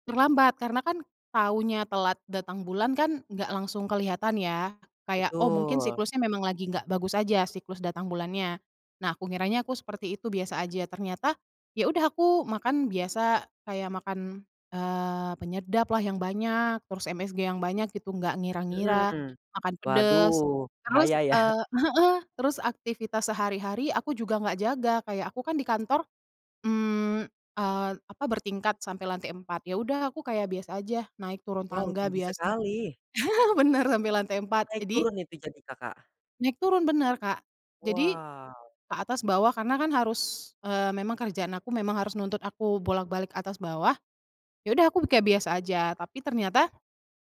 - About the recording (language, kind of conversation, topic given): Indonesian, podcast, Bagaimana kamu memutuskan apakah ingin punya anak atau tidak?
- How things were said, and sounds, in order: laughing while speaking: "ya?"; chuckle